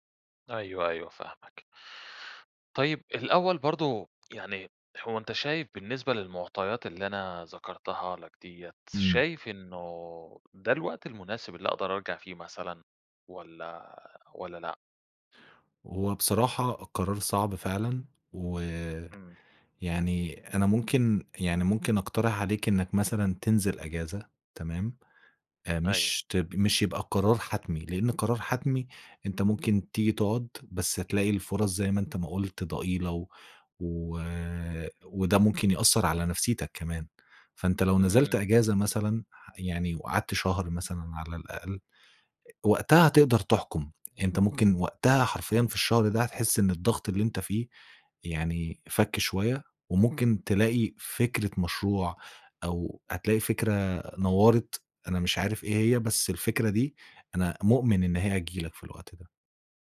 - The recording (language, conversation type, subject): Arabic, advice, إيه اللي أنسب لي: أرجع بلدي ولا أفضل في البلد اللي أنا فيه دلوقتي؟
- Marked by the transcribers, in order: none